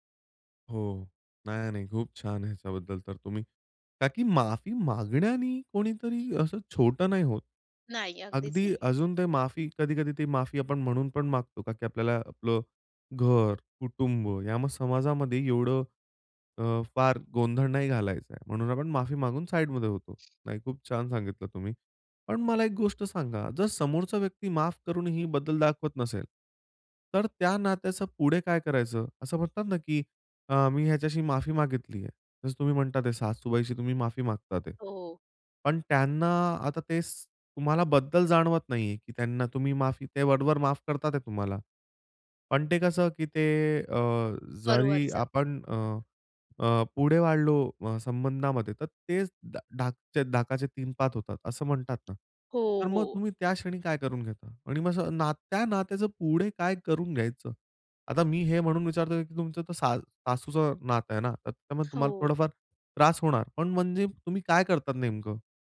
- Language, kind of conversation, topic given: Marathi, podcast, माफीनंतरही काही गैरसमज कायम राहतात का?
- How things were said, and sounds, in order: other background noise; tapping